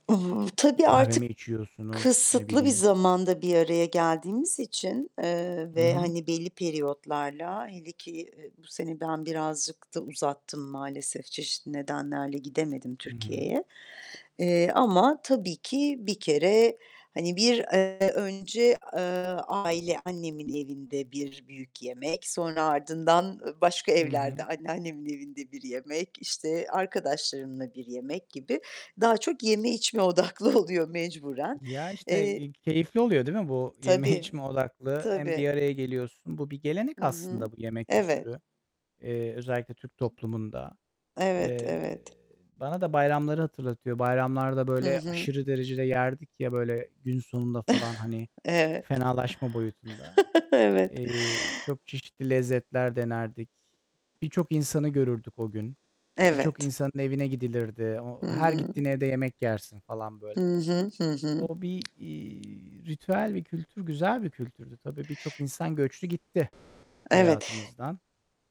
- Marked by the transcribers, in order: static; distorted speech; other background noise; laughing while speaking: "yeme içme odaklı oluyor mecburen"; chuckle
- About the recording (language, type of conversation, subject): Turkish, unstructured, Sizce bayramlar aile bağlarını nasıl etkiliyor?